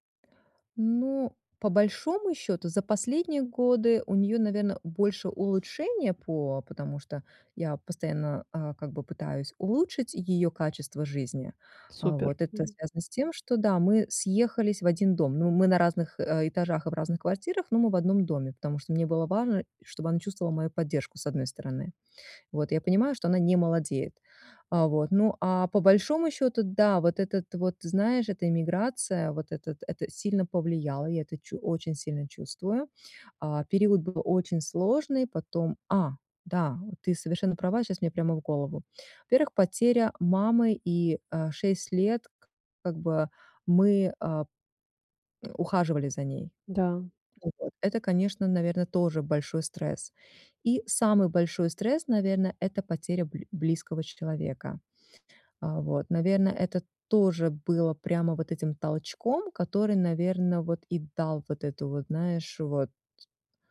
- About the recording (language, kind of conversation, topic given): Russian, advice, Как мне развить устойчивость к эмоциональным триггерам и спокойнее воспринимать критику?
- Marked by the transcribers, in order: none